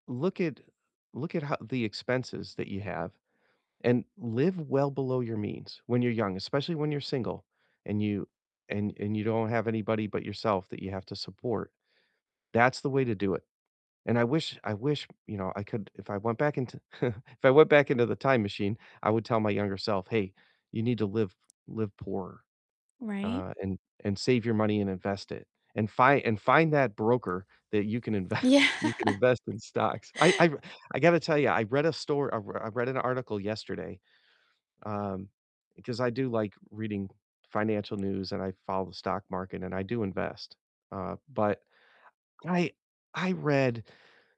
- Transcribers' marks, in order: other background noise; tapping; chuckle; laughing while speaking: "Yeah"; laughing while speaking: "inve"
- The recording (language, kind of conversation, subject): English, unstructured, What is one money lesson you wish you had learned sooner?
- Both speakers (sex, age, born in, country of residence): female, 25-29, United States, United States; male, 55-59, United States, United States